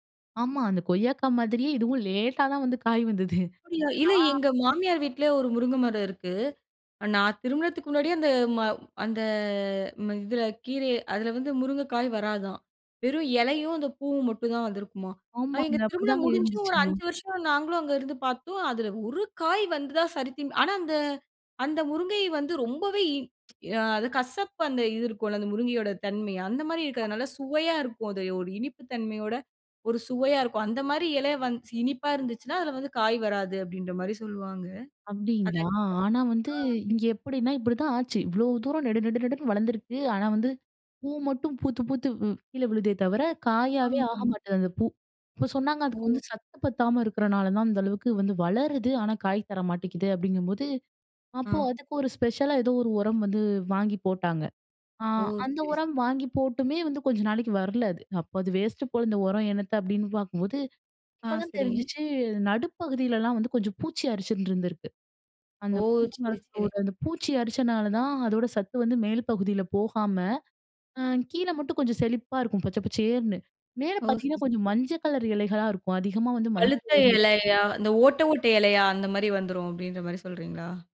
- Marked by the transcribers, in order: other background noise; unintelligible speech
- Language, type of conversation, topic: Tamil, podcast, குடும்பத்தில் பசுமை பழக்கங்களை எப்படித் தொடங்கலாம்?